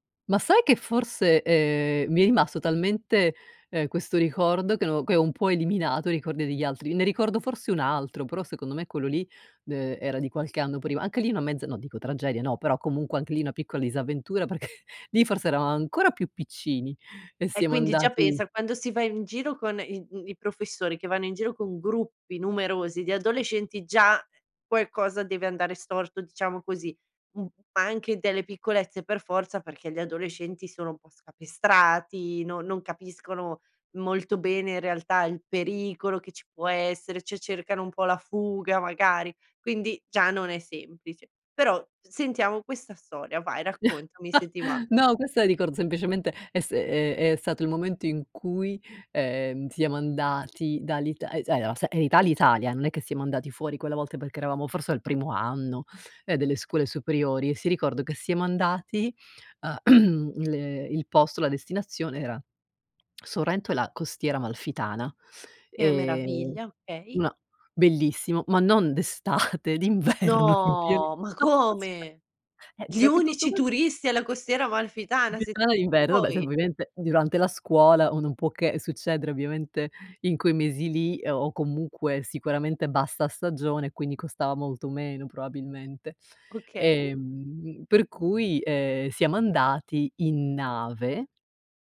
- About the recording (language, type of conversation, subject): Italian, podcast, Qual è stata la tua peggiore disavventura in vacanza?
- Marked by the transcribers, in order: laughing while speaking: "perché"; chuckle; "allora" said as "alora"; throat clearing; laughing while speaking: "d'estate, d'inverno"; chuckle; "cioè" said as "ceh"; unintelligible speech; "probabilmente" said as "proabilmente"